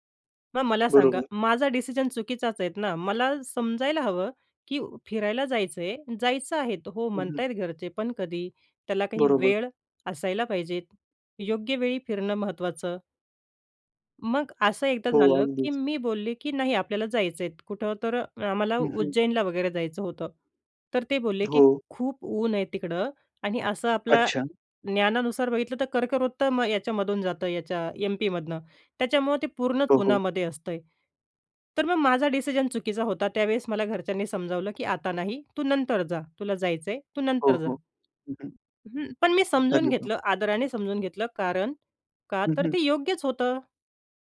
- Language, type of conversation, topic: Marathi, podcast, मनःस्थिती टिकवण्यासाठी तुम्ही काय करता?
- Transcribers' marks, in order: other background noise